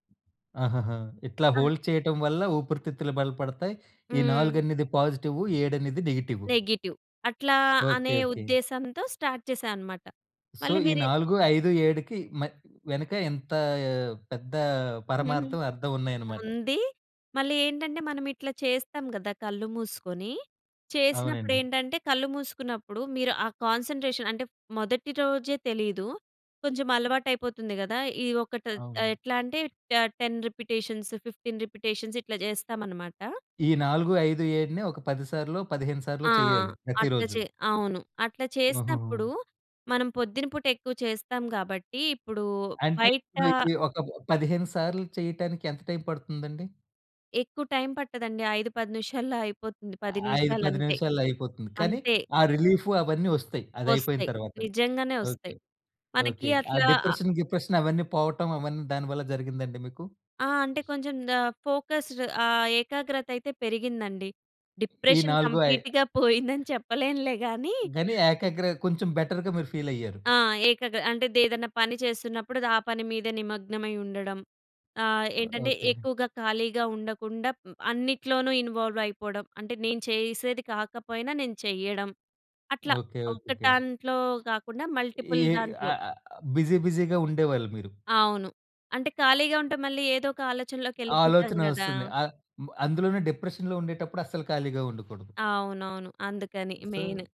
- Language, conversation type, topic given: Telugu, podcast, బిజీ రోజుల్లో ఐదు నిమిషాల ధ్యానం ఎలా చేయాలి?
- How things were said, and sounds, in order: other background noise; in English: "హోల్డ్"; in English: "నెగెటివ్"; in English: "స్టార్ట్"; in English: "సో"; in English: "కాన్సంట్రేషన్"; in English: "టెన్ రిపిటేషన్స్, ఫిఫ్టీన్ రిపిటేషన్స్"; in English: "డిప్రెషన్"; in English: "ఫోకస్డ్"; in English: "డిప్రెషన్ కంప్లీట్‌గా"; giggle; in English: "బెటర్‌గా"; in English: "ఇన్‌వా‌ల్వ్"; in English: "మల్టిపుల్"; in English: "బిజి బిజిగా"; in English: "డిప్రెషన్‌లో"; in English: "మెయిన్"; in English: "సో"